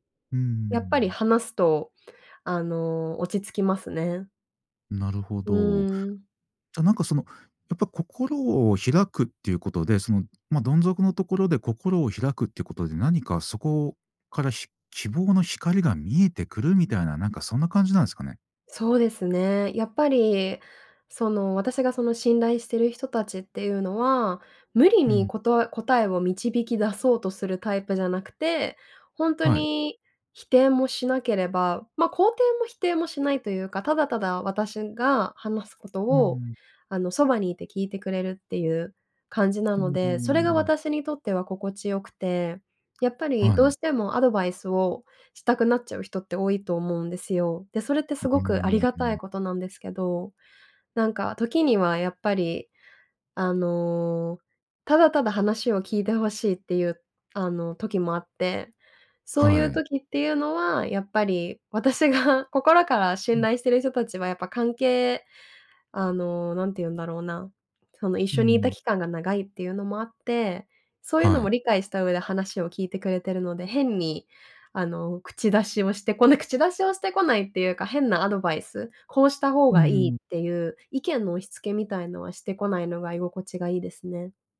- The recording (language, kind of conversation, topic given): Japanese, podcast, 挫折から立ち直るとき、何をしましたか？
- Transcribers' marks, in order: laughing while speaking: "私が"